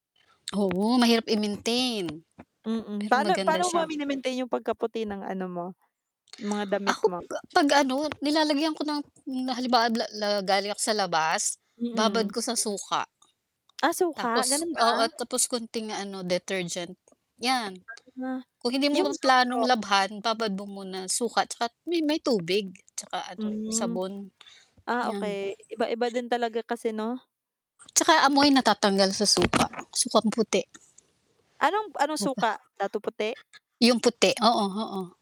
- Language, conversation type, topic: Filipino, unstructured, Paano mo pinaplano ang paggamit ng pera mo sa araw-araw?
- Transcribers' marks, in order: static; other background noise; distorted speech; tapping